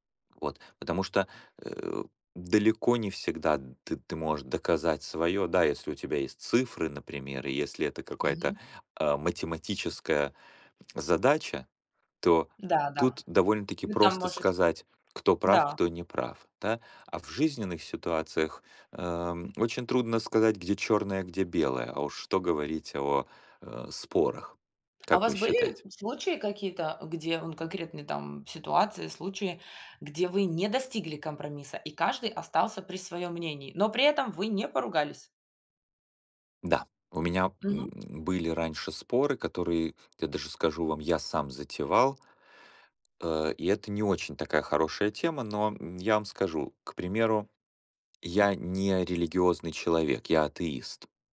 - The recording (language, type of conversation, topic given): Russian, unstructured, Когда стоит идти на компромисс в споре?
- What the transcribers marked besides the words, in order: other background noise; tapping